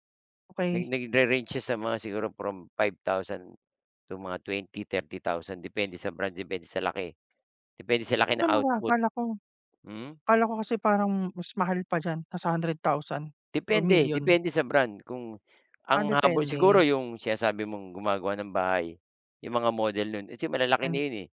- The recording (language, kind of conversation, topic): Filipino, unstructured, Anong problema ang nais mong lutasin sa pamamagitan ng pag-imprenta sa tatlong dimensiyon?
- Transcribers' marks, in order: none